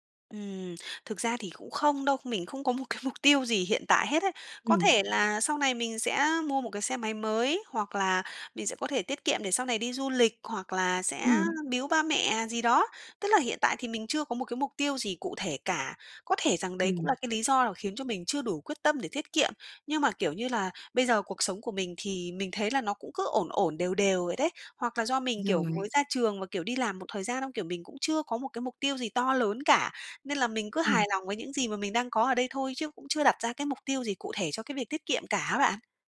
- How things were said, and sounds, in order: laughing while speaking: "cái"; tapping; other background noise
- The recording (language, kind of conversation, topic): Vietnamese, advice, Làm sao để tiết kiệm đều đặn mỗi tháng?